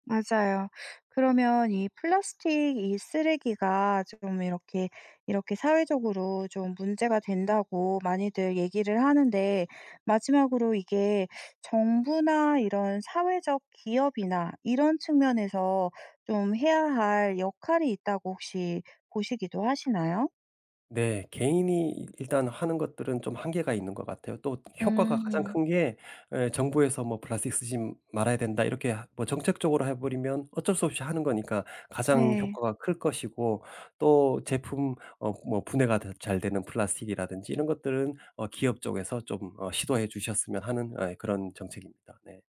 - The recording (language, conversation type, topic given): Korean, podcast, 플라스틱 쓰레기를 줄이기 위해 일상에서 실천할 수 있는 현실적인 팁을 알려주실 수 있나요?
- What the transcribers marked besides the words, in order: tapping